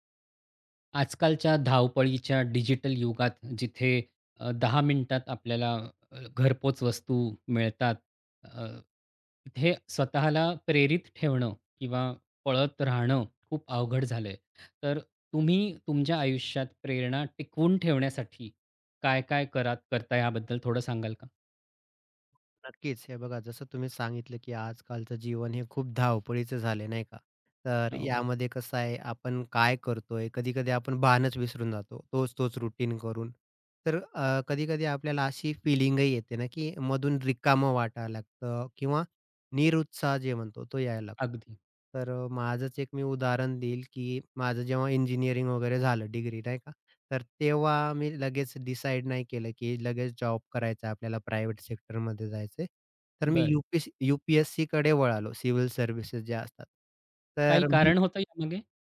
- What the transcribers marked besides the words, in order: tapping; other background noise; in English: "रुटीन"; in English: "प्रायव्हेट सेक्टरमध्ये"
- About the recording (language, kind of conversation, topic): Marathi, podcast, प्रेरणा टिकवण्यासाठी काय करायचं?